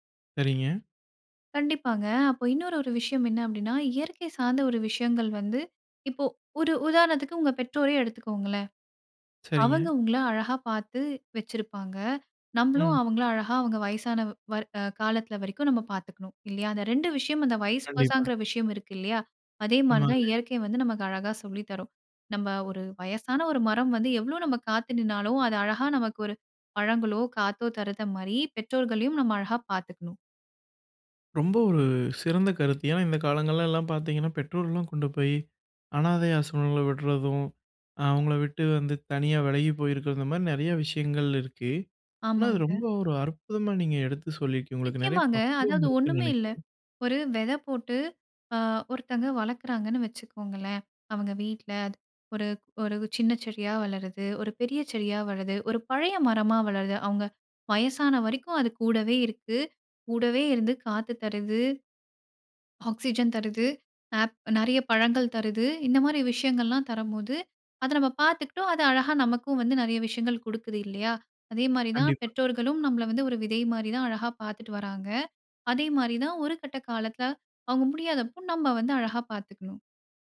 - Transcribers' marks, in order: in English: "வயஸ் வெர்ஷங்கிற"; "தருகிற" said as "தருத"; drawn out: "ஒரு"; "வளருது" said as "வழது"; swallow
- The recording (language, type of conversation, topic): Tamil, podcast, நீங்கள் இயற்கையிடமிருந்து முதலில் கற்றுக் கொண்ட பாடம் என்ன?